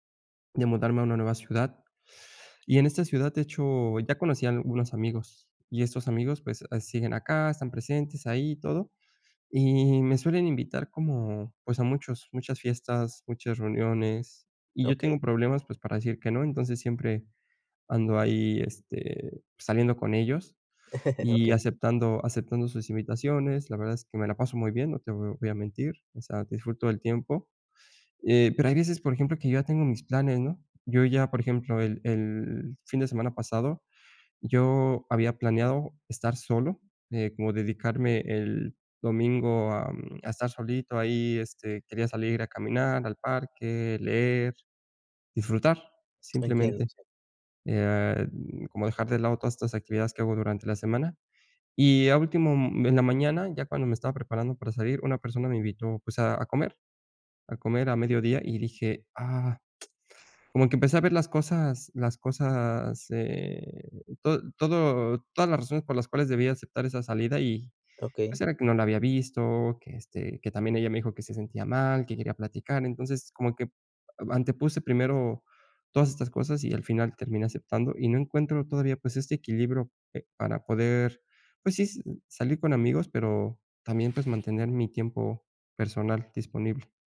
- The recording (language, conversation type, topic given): Spanish, advice, ¿Cómo puedo equilibrar el tiempo con amigos y el tiempo a solas?
- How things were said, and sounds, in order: chuckle; other background noise